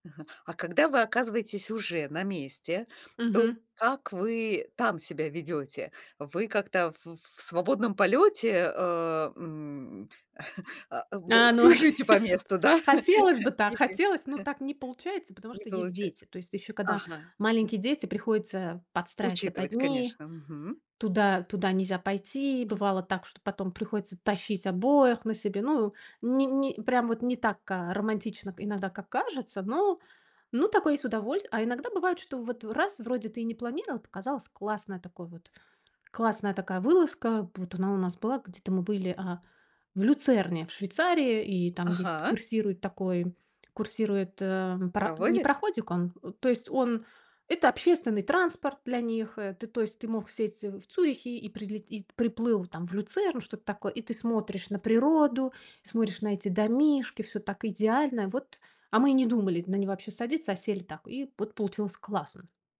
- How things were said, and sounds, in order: chuckle; laughing while speaking: "да?"; chuckle; other background noise; tapping; throat clearing
- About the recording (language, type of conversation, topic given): Russian, podcast, Что обычно побуждает вас исследовать новые места?